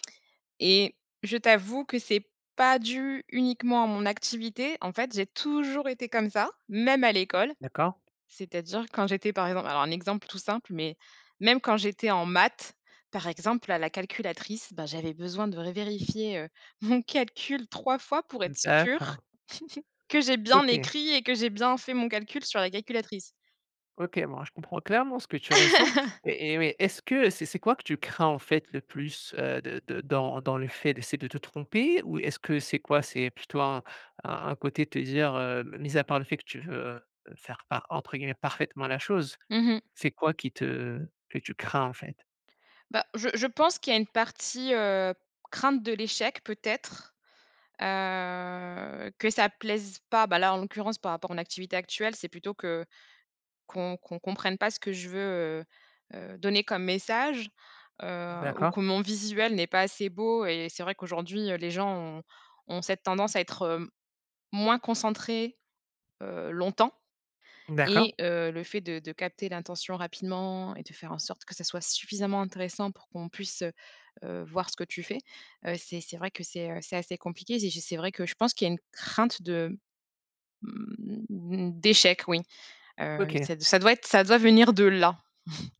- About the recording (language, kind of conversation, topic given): French, advice, Comment le perfectionnisme bloque-t-il l’avancement de tes objectifs ?
- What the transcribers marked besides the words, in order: stressed: "toujours"; other background noise; tapping; chuckle; laugh; drawn out: "heu"; drawn out: "mmh"; chuckle